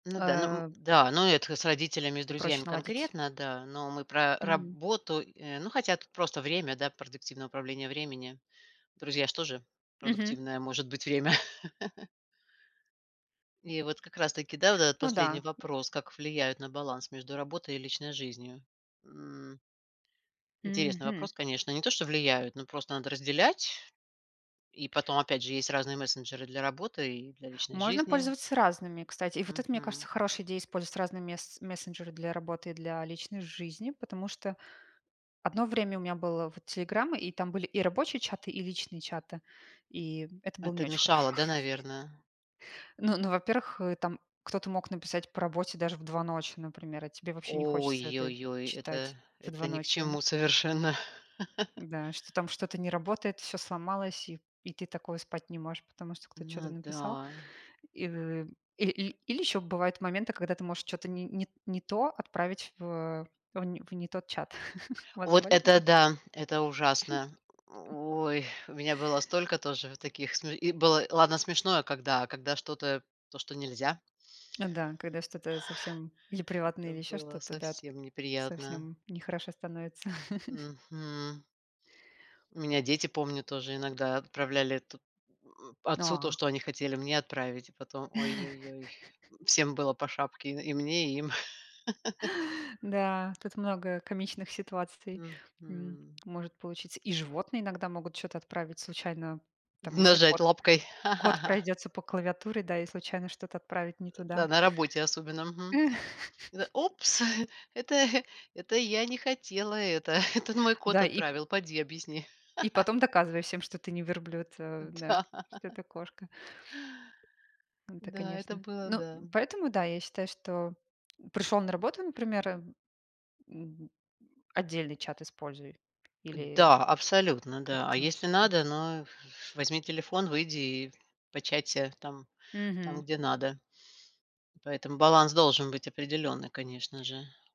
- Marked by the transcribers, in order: tapping; laugh; other background noise; grunt; chuckle; laugh; "Ну" said as "на"; chuckle; grunt; chuckle; exhale; chuckle; laugh; laugh; laugh; grunt; laugh; chuckle; laugh; laughing while speaking: "Да"; laugh
- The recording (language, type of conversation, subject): Russian, unstructured, Как мессенджеры влияют на нашу продуктивность и эффективность управления временем?